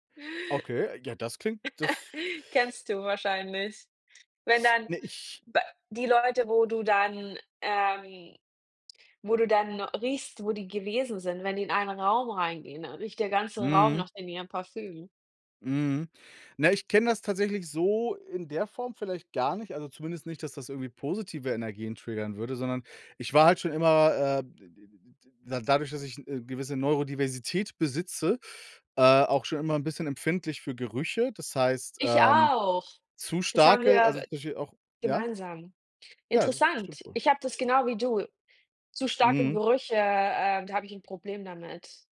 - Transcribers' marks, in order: chuckle; other background noise
- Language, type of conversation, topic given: German, unstructured, Gibt es einen Geruch, der dich sofort an deine Vergangenheit erinnert?